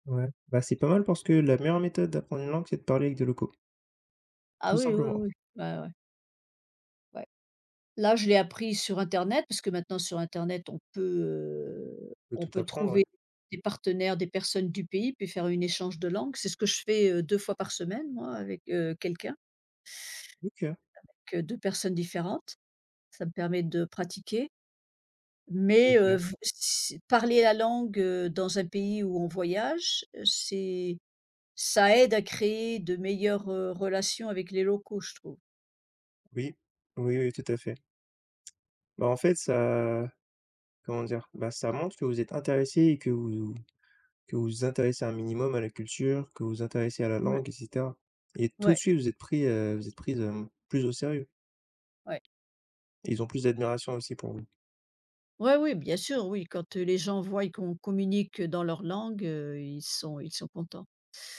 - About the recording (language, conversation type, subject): French, unstructured, Quelle serait ta destination de rêve si tu pouvais partir demain ?
- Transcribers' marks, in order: "voient" said as "voyent"